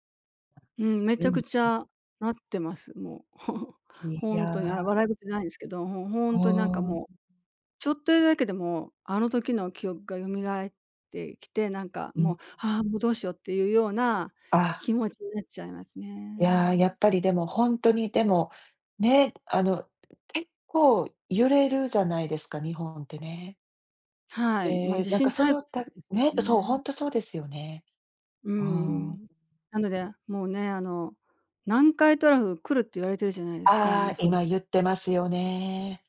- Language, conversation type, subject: Japanese, advice, 過去の記憶がよみがえると、感情が大きく揺れてしまうことについて話していただけますか？
- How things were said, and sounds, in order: tapping; unintelligible speech; chuckle; other noise